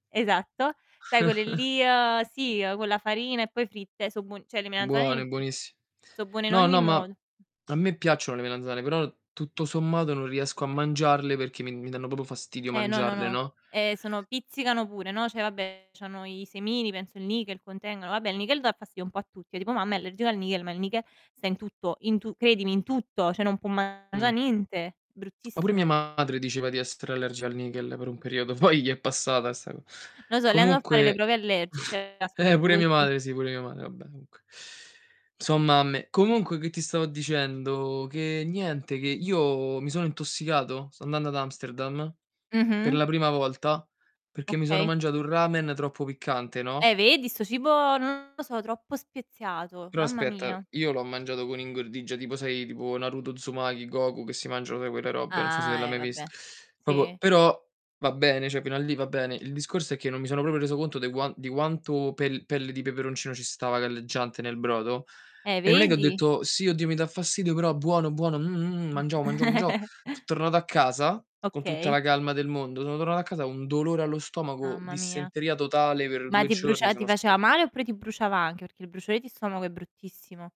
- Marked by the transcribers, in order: chuckle; "cioè" said as "ceh"; other background noise; "proprio" said as "popo"; distorted speech; tapping; "nichel" said as "niel"; "nichel" said as "niche"; tsk; static; laughing while speaking: "poi"; chuckle; "comunque" said as "omunque"; teeth sucking; "proprio" said as "popo"; "mangiavo" said as "mangiao"; chuckle; "mangiavo" said as "mangiao"
- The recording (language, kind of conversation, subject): Italian, unstructured, Eviti certi piatti per paura di un’intossicazione alimentare?